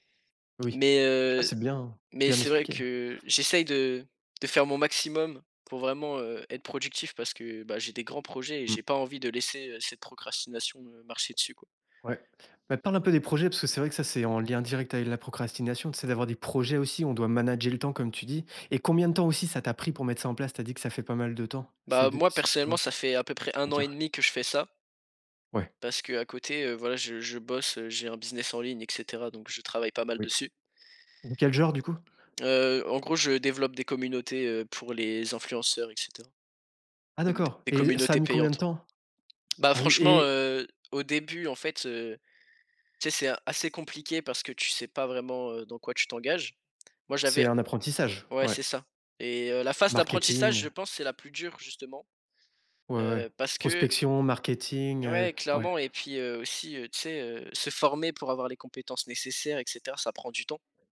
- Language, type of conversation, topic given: French, podcast, Que fais-tu quand la procrastination prend le dessus ?
- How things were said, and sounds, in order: none